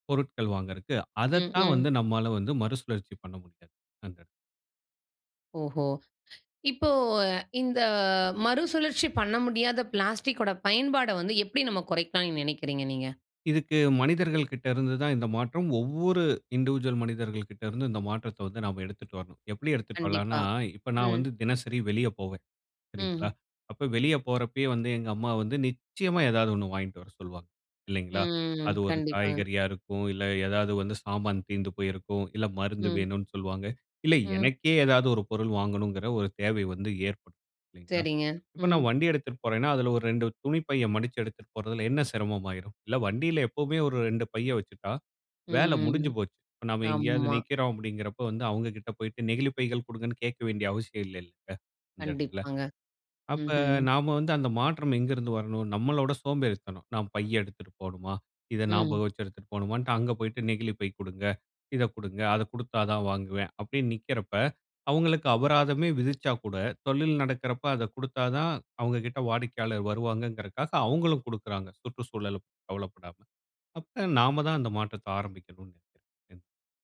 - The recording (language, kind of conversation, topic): Tamil, podcast, பிளாஸ்டிக் பயன்பாட்டை தினசரி எப்படி குறைக்கலாம்?
- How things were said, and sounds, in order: in English: "பிளாஸ்டிக்கோட"; in English: "இன்டிவிஷூவல்"; drawn out: "ம்"; drawn out: "ம்"; unintelligible speech